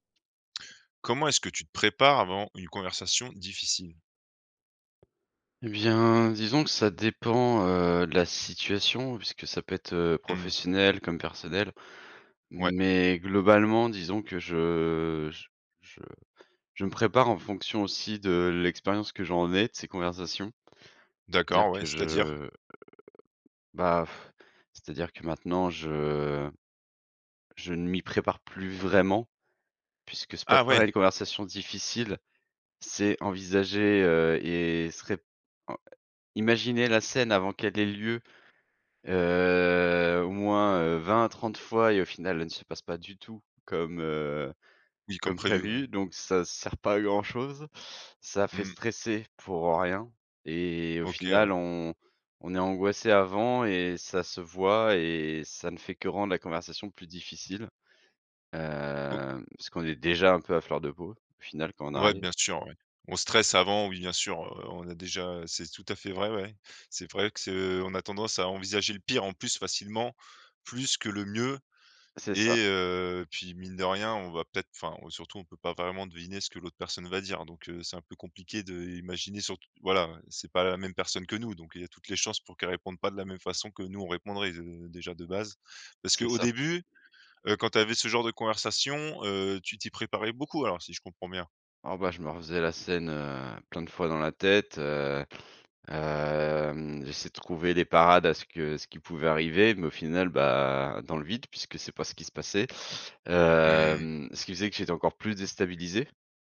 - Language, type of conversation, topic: French, podcast, Comment te prépares-tu avant une conversation difficile ?
- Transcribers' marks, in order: other background noise; drawn out: "je"; blowing; stressed: "vraiment"; drawn out: "heu"; tapping; drawn out: "Hem"